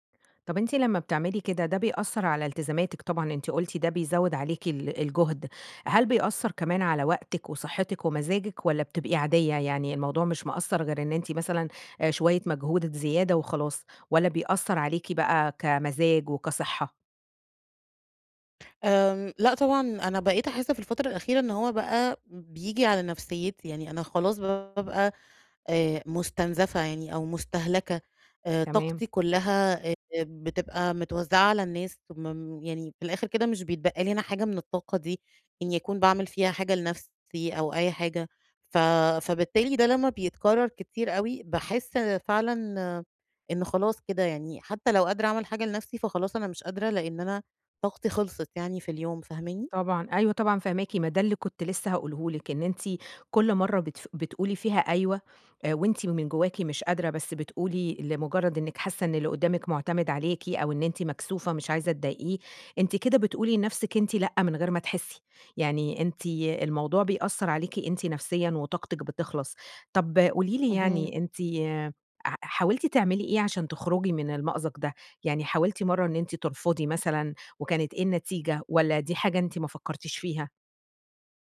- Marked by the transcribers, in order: none
- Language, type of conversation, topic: Arabic, advice, إزاي أتعامل مع زيادة الالتزامات عشان مش بعرف أقول لأ؟